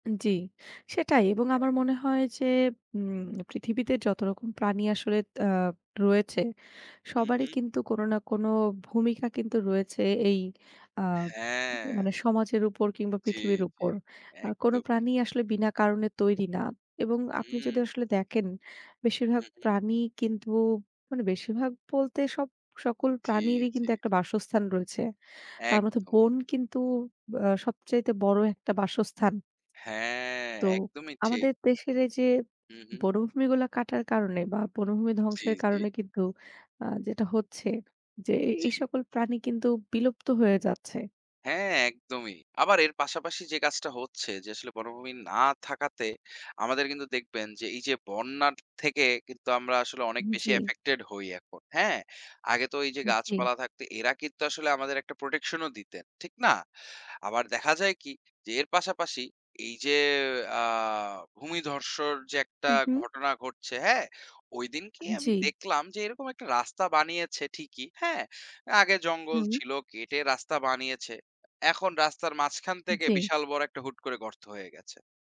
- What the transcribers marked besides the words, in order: tapping; in English: "এফেক্টেড"; in English: "প্রোটেকশন"; "ভূমিধসের" said as "ভূমিধর্ষর"
- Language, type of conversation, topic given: Bengali, unstructured, আপনার মতে বনভূমি সংরক্ষণ আমাদের জন্য কেন জরুরি?